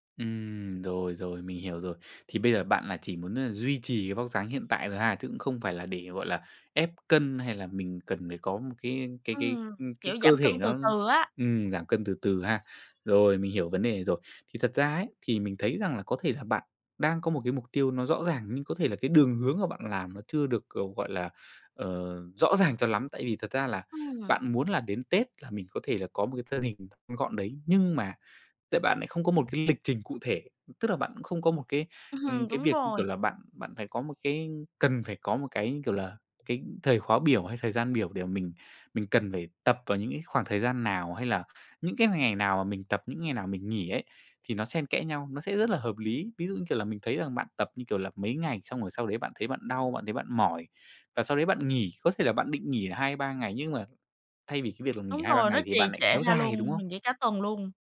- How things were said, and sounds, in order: tapping; other background noise; laugh
- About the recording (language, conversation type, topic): Vietnamese, advice, Vì sao bạn thiếu động lực để duy trì thói quen tập thể dục?